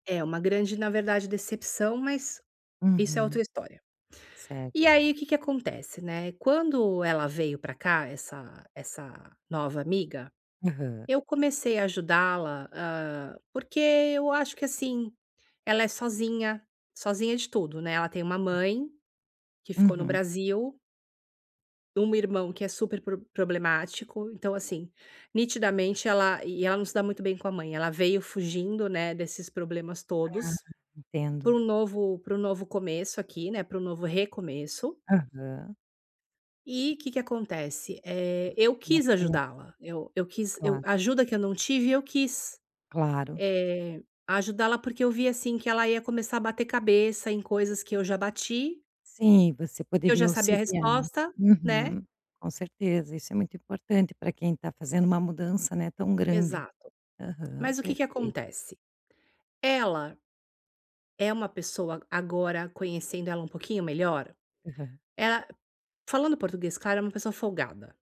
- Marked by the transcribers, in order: other background noise; tapping; unintelligible speech
- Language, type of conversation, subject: Portuguese, advice, Como posso manter limites saudáveis ao apoiar um amigo?